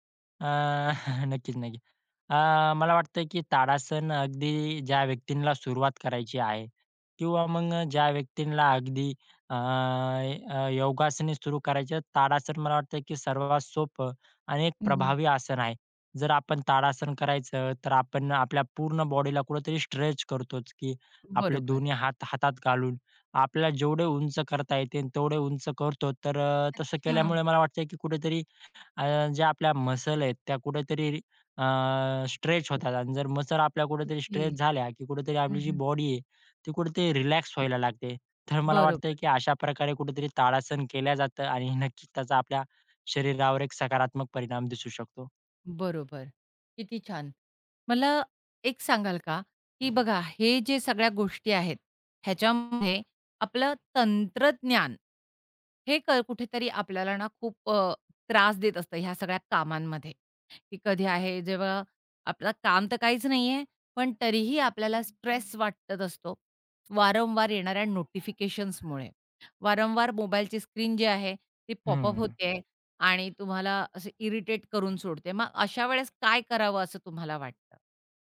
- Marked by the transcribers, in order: chuckle; "व्यक्तींना" said as "व्यक्तींला"; "व्यक्तींना" said as "व्यक्तींला"; in English: "स्ट्रेच"; in English: "स्ट्रेच"; in English: "स्ट्रेच"; laughing while speaking: "तर"; laughing while speaking: "नक्की"; tapping; other background noise; in English: "इरिटेट"
- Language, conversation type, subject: Marathi, podcast, कामानंतर आराम मिळवण्यासाठी तुम्ही काय करता?